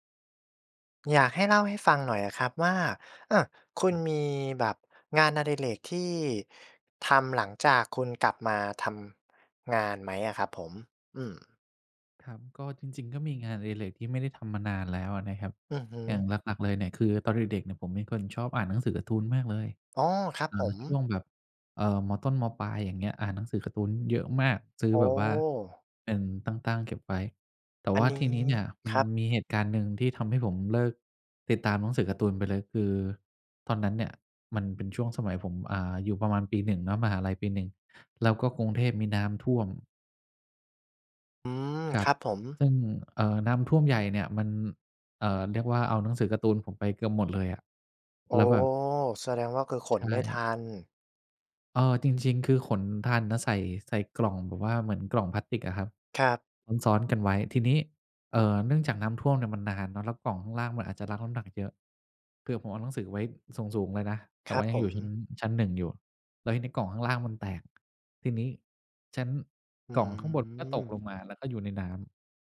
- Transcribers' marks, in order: none
- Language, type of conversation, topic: Thai, podcast, ช่วงนี้คุณได้กลับมาทำงานอดิเรกอะไรอีกบ้าง แล้วอะไรทำให้คุณอยากกลับมาทำอีกครั้ง?
- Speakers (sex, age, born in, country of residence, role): male, 25-29, Thailand, Thailand, host; male, 50-54, Thailand, Thailand, guest